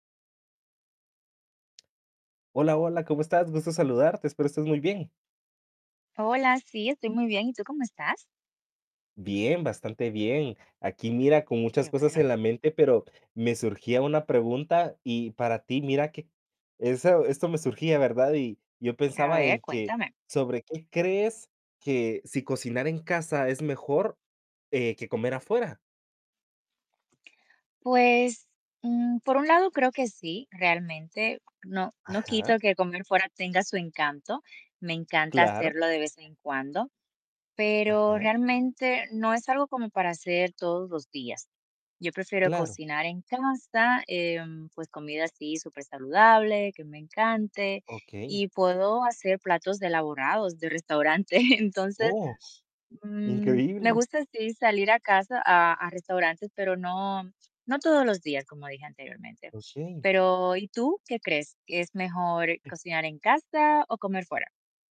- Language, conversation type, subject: Spanish, unstructured, ¿Crees que cocinar en casa es mejor que comer fuera?
- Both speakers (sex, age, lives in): female, 35-39, United States; male, 50-54, United States
- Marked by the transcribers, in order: tapping; static; distorted speech; other background noise; laughing while speaking: "restaurante"; unintelligible speech